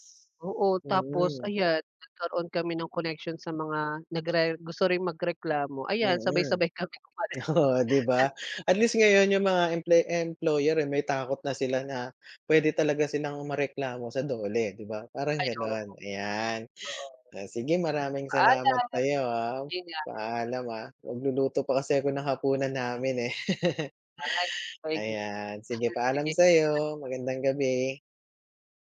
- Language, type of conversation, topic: Filipino, unstructured, Ano ang ginagawa mo kapag pakiramdam mo ay sinasamantala ka sa trabaho?
- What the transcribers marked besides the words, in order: laughing while speaking: "Oo"; laughing while speaking: "umalis"; chuckle; laugh